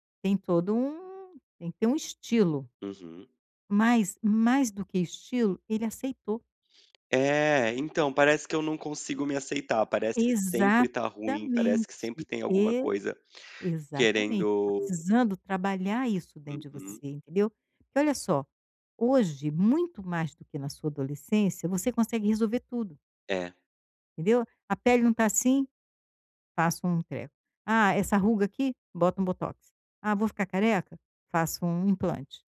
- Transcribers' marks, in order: tapping
- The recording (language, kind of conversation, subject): Portuguese, advice, Por que me sinto tão inseguro e com baixa autoestima?